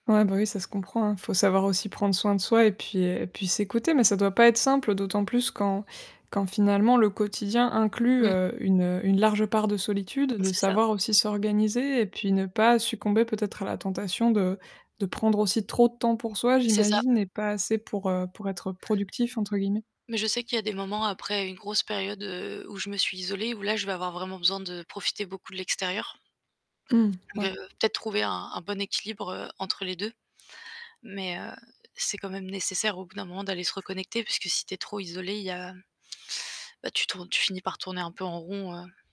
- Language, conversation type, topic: French, podcast, Comment sais-tu quand tu dois t’isoler pour créer ?
- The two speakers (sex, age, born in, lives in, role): female, 25-29, France, France, guest; female, 25-29, France, France, host
- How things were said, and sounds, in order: static; distorted speech; tapping